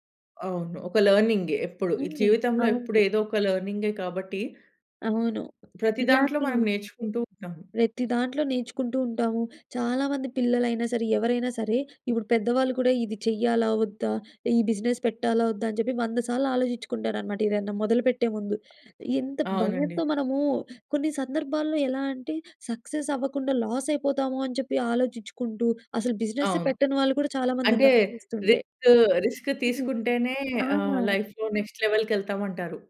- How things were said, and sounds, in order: in English: "బిజినెస్"; in English: "సక్సెస్"; in English: "లాస్"; in English: "రిస్క్ రిస్క్"; in English: "లైఫ్‌లో నెక్స్ట్"
- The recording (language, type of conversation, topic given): Telugu, podcast, మీరు ఒక గురువు నుండి మంచి సలహాను ఎలా కోరుకుంటారు?